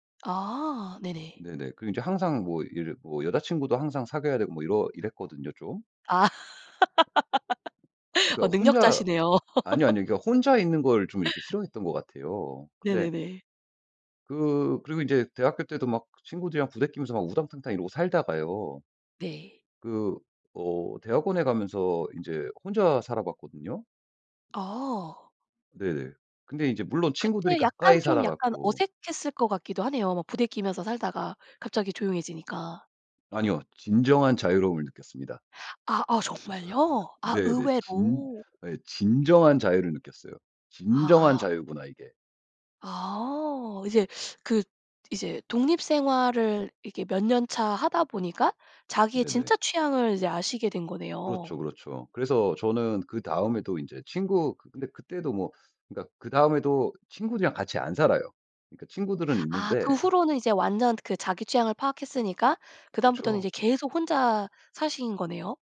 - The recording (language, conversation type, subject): Korean, podcast, 집을 떠나 독립했을 때 기분은 어땠어?
- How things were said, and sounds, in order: laugh; laugh; laugh